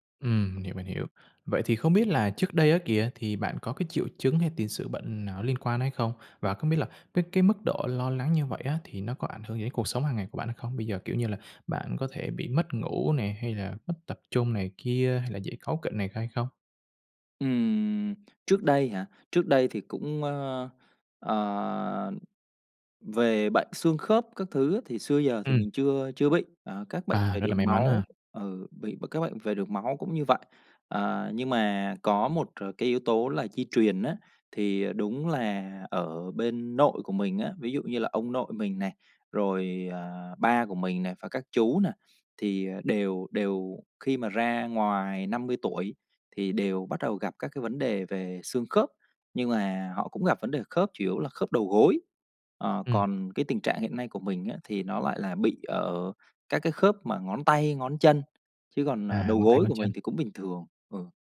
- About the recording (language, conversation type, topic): Vietnamese, advice, Kết quả xét nghiệm sức khỏe không rõ ràng khiến bạn lo lắng như thế nào?
- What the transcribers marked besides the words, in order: tapping